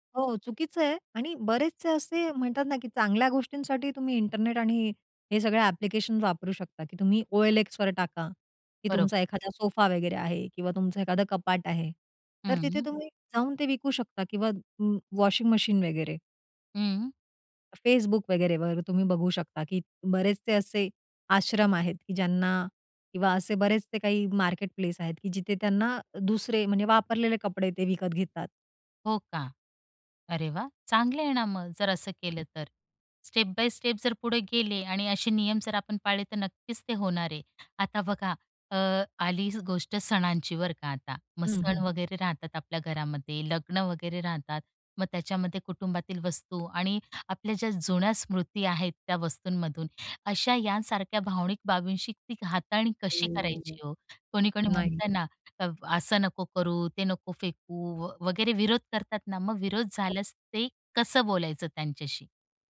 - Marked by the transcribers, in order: in English: "इंटरनेट"; in English: "ॲप्लिकेशन्स"; in English: "व वॉशिंग मशीन"; in English: "मार्केट प्लेस"; other background noise; in English: "स्टेप-बाय-स्टेप"; door; tapping; drawn out: "हो"
- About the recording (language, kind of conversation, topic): Marathi, podcast, अनावश्यक वस्तू कमी करण्यासाठी तुमचा उपाय काय आहे?